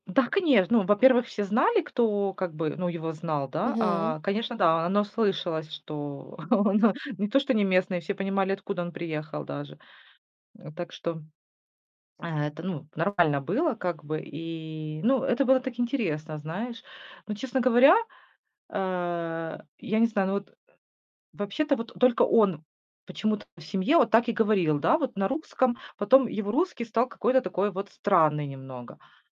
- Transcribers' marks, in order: static; tapping; laughing while speaking: "он о"; swallow; distorted speech
- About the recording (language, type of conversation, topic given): Russian, podcast, Есть ли в вашей семье смешение языков и как вы это ощущаете?